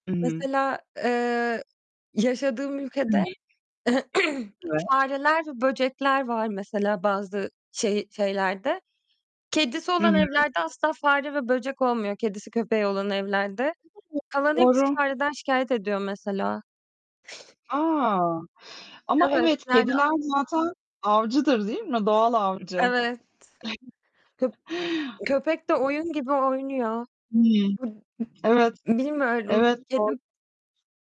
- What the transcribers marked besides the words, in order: tapping; other background noise; throat clearing; unintelligible speech; distorted speech; unintelligible speech; static; chuckle; unintelligible speech
- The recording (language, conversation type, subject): Turkish, unstructured, Bir hayvanın hayatımıza kattığı en güzel şey nedir?